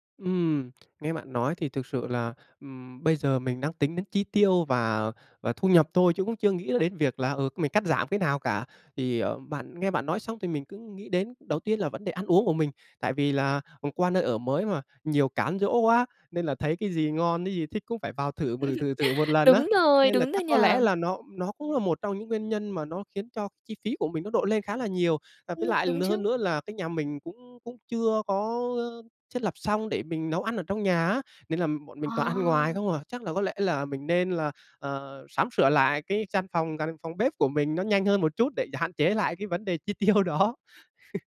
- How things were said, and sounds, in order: tapping; laugh; laughing while speaking: "tiêu đó"; chuckle
- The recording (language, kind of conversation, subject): Vietnamese, advice, Làm sao để đối phó với việc chi phí sinh hoạt tăng vọt sau khi chuyển nhà?